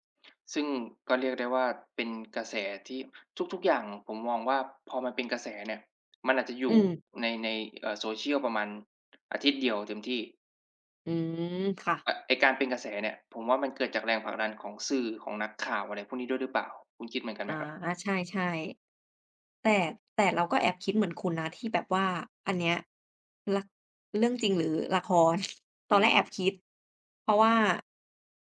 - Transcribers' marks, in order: other background noise
- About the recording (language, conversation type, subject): Thai, unstructured, ทำไมคนถึงชอบติดตามดราม่าของดาราในโลกออนไลน์?